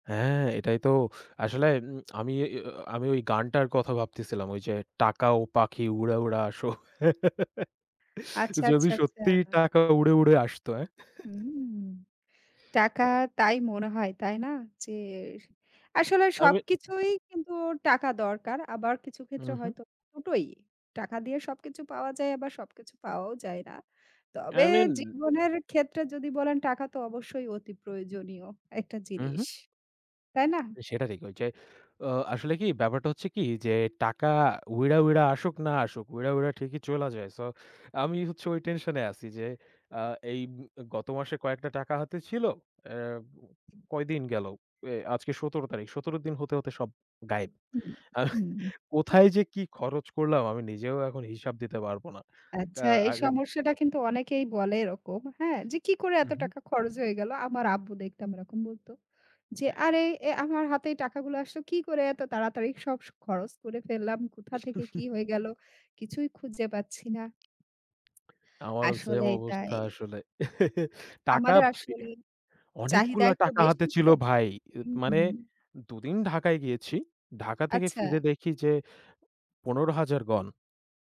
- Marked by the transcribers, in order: laugh; laughing while speaking: "যদি সত্যিই টাকা উড়ে, উড়ে আসতো, হ্যাঁ?"; laugh; other background noise; laugh; chuckle; tapping
- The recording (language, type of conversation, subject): Bengali, unstructured, টাকা থাকলে কি সব সমস্যার সমাধান হয়?